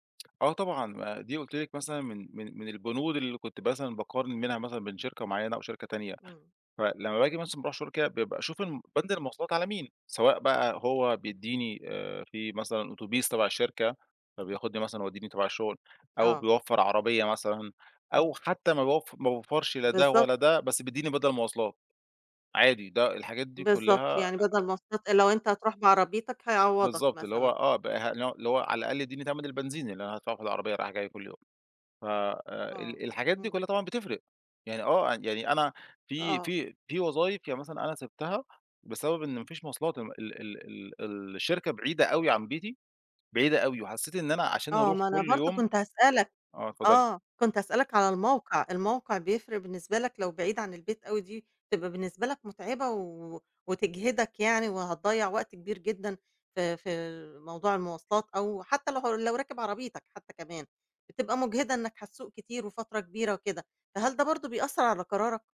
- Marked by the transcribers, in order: tapping; unintelligible speech; other noise
- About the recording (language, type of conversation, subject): Arabic, podcast, إزاي تختار بين وظيفتين معروضين عليك؟